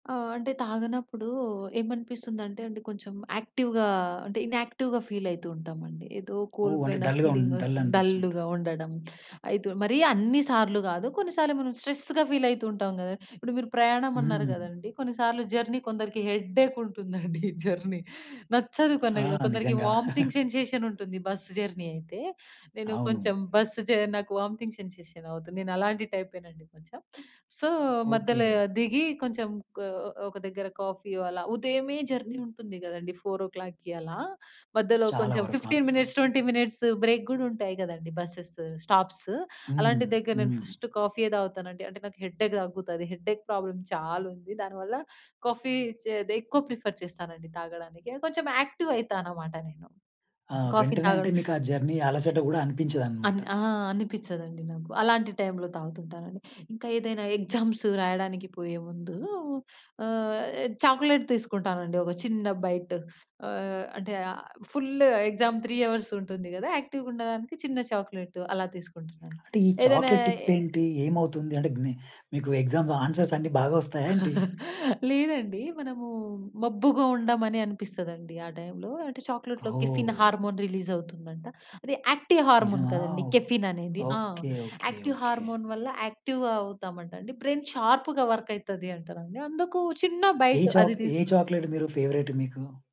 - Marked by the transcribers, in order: in English: "యాక్టివ్‌గా"; in English: "ఇన్‌యాక్టివ్‌గా ఫీల్"; in English: "ఫీలింగ్"; in English: "డల్‌గా"; in English: "డల్"; in English: "డల్‌గా"; in English: "స్ట్రెస్‌గా ఫీల్"; stressed: "స్ట్రెస్‌గా"; other background noise; in English: "జర్నీ"; in English: "హెడ్డేక్"; stressed: "హెడ్డేక్"; laughing while speaking: "ఉంటుందండి జర్నీ"; in English: "జర్నీ"; laugh; in English: "వోమిటింగ్ సెన్సేషన్"; in English: "బస్ జర్నీ"; in English: "వామిటింగ్ సెన్సేషన్"; in English: "సో"; in English: "జర్నీ"; in English: "ఫోర్ ఓ క్లాక్‌కి"; in English: "ఫిఫ్టీన్ మినిట్స్ ట్వెంటీ మినిట్స్ బ్రేక్"; in English: "బసెస్ స్టాప్స్"; in English: "ఫస్ట్"; in English: "హెడ్డేక్"; in English: "హెడ్డేక్ ప్రాబ్లమ్"; in English: "ప్రిఫర్"; in English: "యాక్టివ్"; in English: "జర్నీ"; in English: "టైమ్‌లో"; in English: "ఎగ్జామ్స్"; in English: "చాక్లెట్"; in English: "బైట్"; in English: "ఫుల్ ఎగ్జామ్ త్రీ అవర్స్"; stressed: "ఫుల్"; in English: "యాక్టివ్‌గా"; in English: "చాక్లెట్"; in English: "చాక్లేట్ టిప్"; in English: "ఎగ్జామ్ ఆన్సర్స్"; laugh; in English: "టైమ్‌లో"; in English: "చాక్లేట్‌లో కెఫెన్ హార్మోన్ రిలీజ్"; in English: "యాక్టివ్ హార్మోన్"; in English: "కెఫెన్"; in English: "యాక్టివ్ హార్మోన్"; in English: "యాక్టివ్‌గా"; in English: "బ్రెయిన్ షార్ప్‌గా వర్క్"; in English: "బైట్"; in English: "చాక్"; in English: "చాక్లెట్"; in English: "ఫేవరెట్"
- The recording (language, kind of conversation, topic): Telugu, podcast, కాఫీ లేదా టీ మీ శక్తిని ఎలా ప్రభావితం చేస్తాయని మీరు భావిస్తారు?